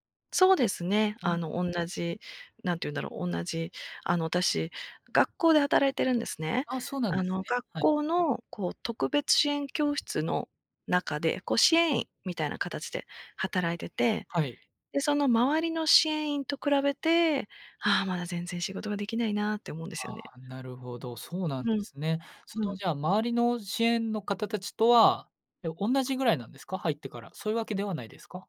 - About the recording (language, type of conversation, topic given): Japanese, advice, 同僚と比べて自分には価値がないと感じてしまうのはなぜですか？
- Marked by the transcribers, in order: other background noise